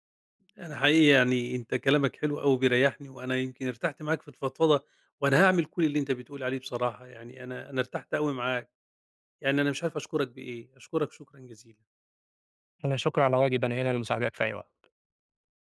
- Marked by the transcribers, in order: tapping
- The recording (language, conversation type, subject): Arabic, advice, إزاي أتعامل مع انفجار غضبي على أهلي وبَعدين إحساسي بالندم؟